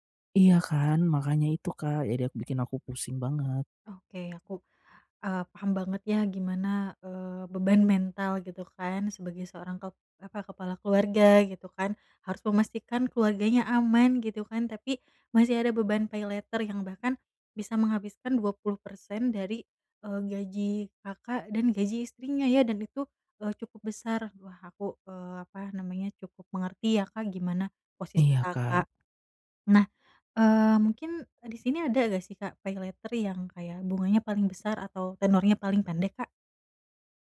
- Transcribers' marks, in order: none
- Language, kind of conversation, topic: Indonesian, advice, Bagaimana cara membuat anggaran yang membantu mengurangi utang?